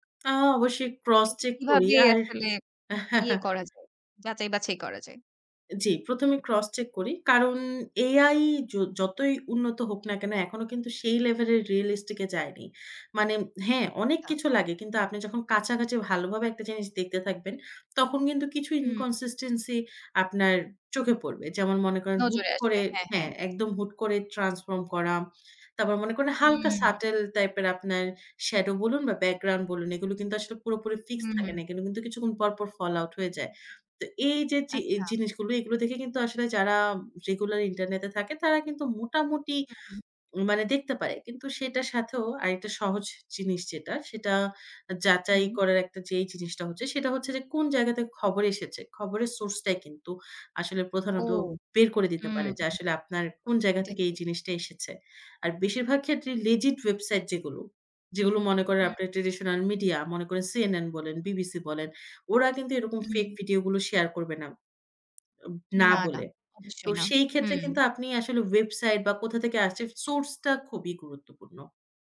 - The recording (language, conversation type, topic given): Bengali, podcast, অনলাইনে কোনো খবর দেখলে আপনি কীভাবে সেটির সত্যতা যাচাই করেন?
- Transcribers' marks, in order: "অবশ্যই" said as "অবশ্যি"; chuckle; other background noise; tapping; in English: "inconsistency"